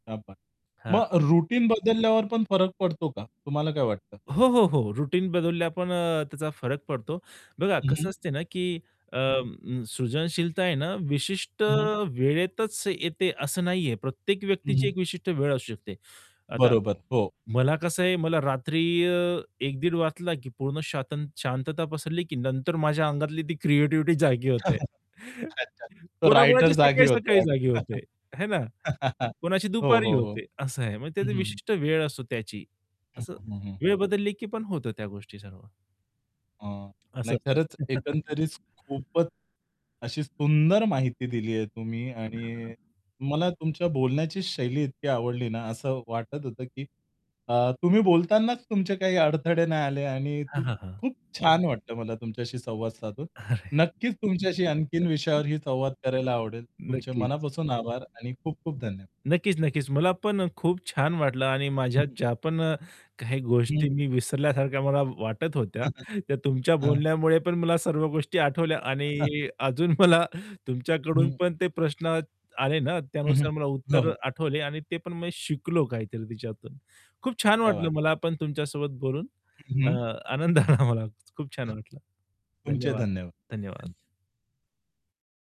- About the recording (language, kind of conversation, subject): Marathi, podcast, सर्जनशील अडथळे आल्यावर तुम्ही काय करता?
- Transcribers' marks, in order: distorted speech; mechanical hum; in English: "रुटीन"; in English: "रुटीन"; static; other background noise; laughing while speaking: "क्रिएटिव्हिटी जागी होते"; chuckle; chuckle; tapping; laugh; other noise; chuckle; laughing while speaking: "तुमच्या बोलण्यामुळे पण मला सर्व गोष्टी आठवल्या आणि अजून मला तुमच्याकडून"; chuckle; in Hindi: "क्या बात है"; laughing while speaking: "आनंद आला मला"